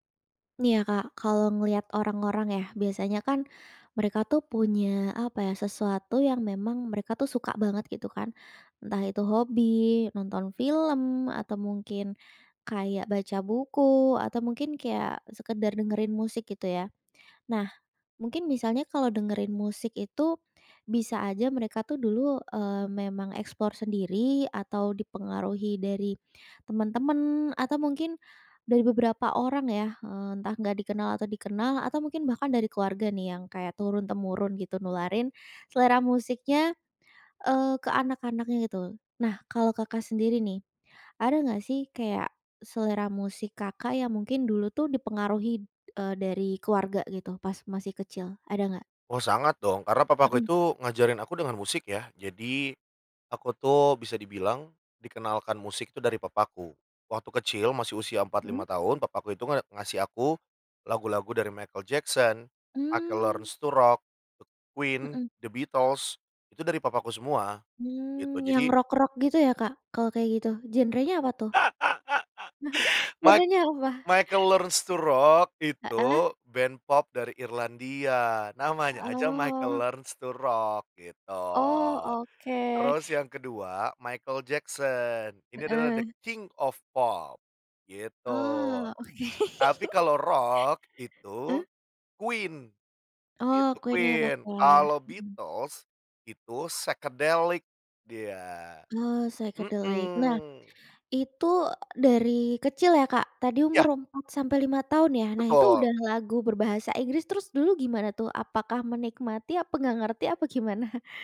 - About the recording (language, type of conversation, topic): Indonesian, podcast, Bagaimana musik yang sering didengar di keluarga saat kamu kecil memengaruhi selera musikmu sekarang?
- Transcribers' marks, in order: in English: "explore"; laugh; chuckle; in English: "the king of pop"; laughing while speaking: "oke"; laugh; in English: "psychedelic"; in English: "psychedelic"; chuckle